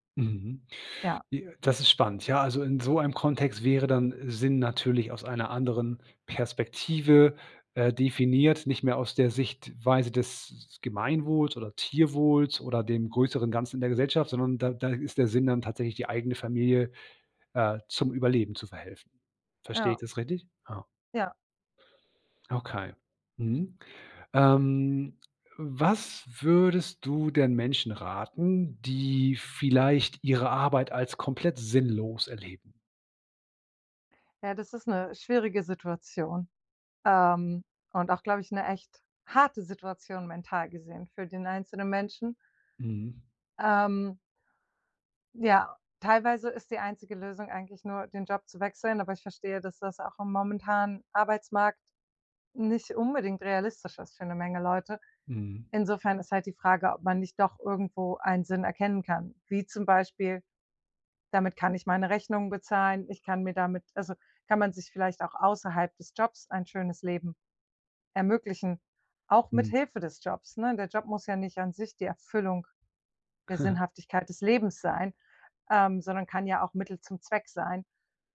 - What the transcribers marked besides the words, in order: giggle
- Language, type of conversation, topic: German, podcast, Was bedeutet sinnvolles Arbeiten für dich?